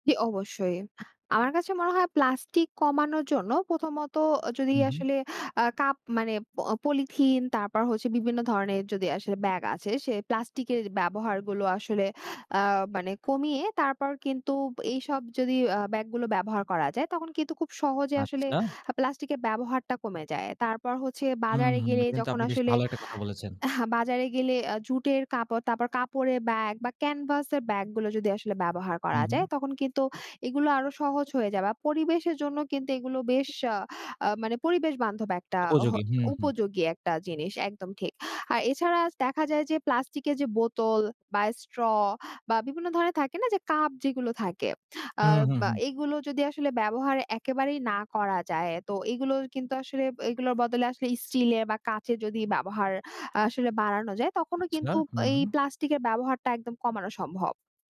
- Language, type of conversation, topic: Bengali, podcast, প্লাস্টিক ব্যবহার কমাতে সাধারণ মানুষ কী করতে পারে—আপনার অভিজ্ঞতা কী?
- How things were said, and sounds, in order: throat clearing